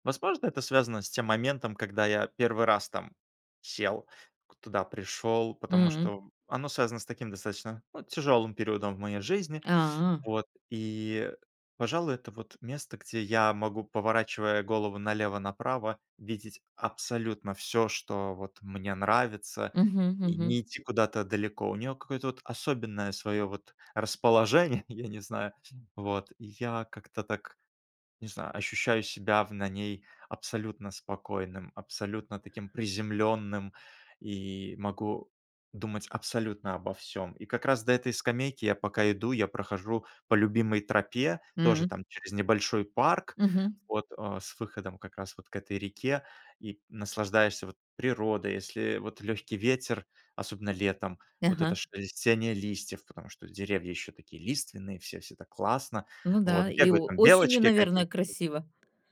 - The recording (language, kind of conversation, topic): Russian, podcast, Какое у вас любимое тихое место на природе и почему оно вам так дорого?
- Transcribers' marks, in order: tapping; other background noise